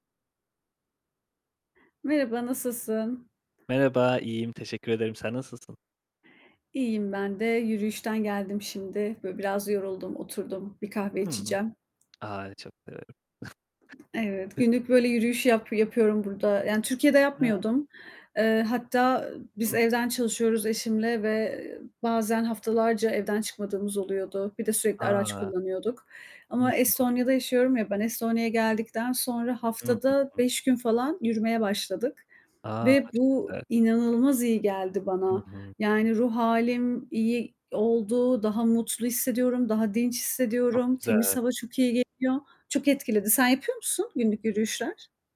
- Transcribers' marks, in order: static; other background noise; tapping; other noise; unintelligible speech; unintelligible speech; unintelligible speech; distorted speech
- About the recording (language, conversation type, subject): Turkish, unstructured, Düzenli yürüyüş yapmak hayatınıza ne gibi katkılar sağlar?